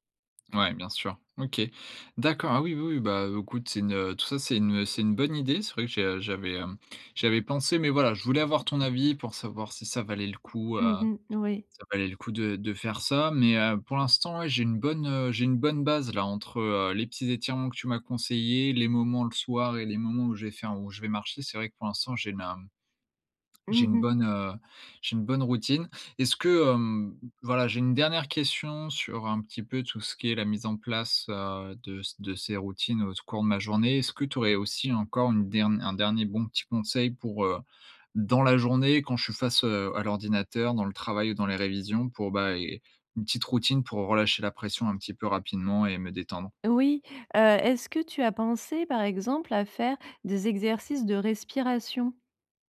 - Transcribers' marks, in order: other background noise; tapping; "cours" said as "scours"
- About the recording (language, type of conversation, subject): French, advice, Comment puis-je relâcher la tension musculaire générale quand je me sens tendu et fatigué ?